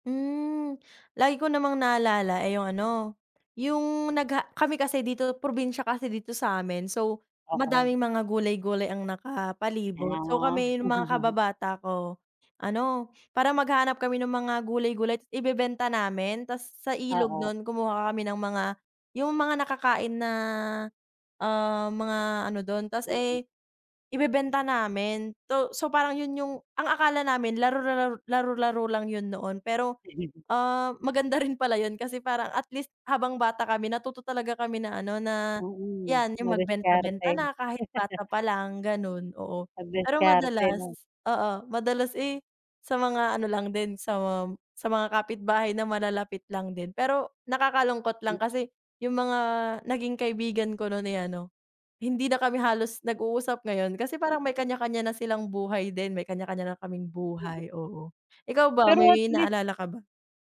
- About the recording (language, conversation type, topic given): Filipino, unstructured, Ano ang paborito mong laro noong bata ka pa?
- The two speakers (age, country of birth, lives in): 18-19, Philippines, Philippines; 40-44, Philippines, Philippines
- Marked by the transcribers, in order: chuckle; chuckle